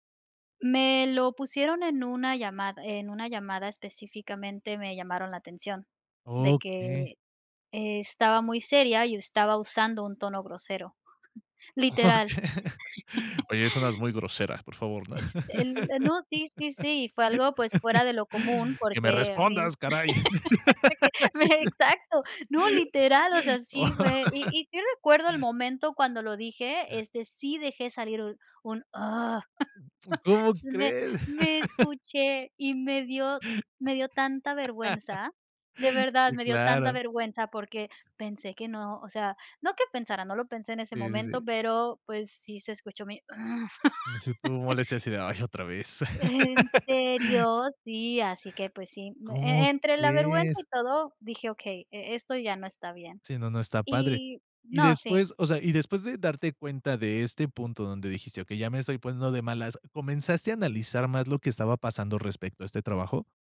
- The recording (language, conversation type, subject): Spanish, podcast, ¿Qué señales notas cuando empiezas a sufrir agotamiento laboral?
- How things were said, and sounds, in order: laughing while speaking: "Oh"; put-on voice: "Oye, suenas muy grosera"; chuckle; laugh; other background noise; laugh; put-on voice: "¡Que me respondas, caray!"; laugh; laugh; grunt; laugh; laugh; grunt; laugh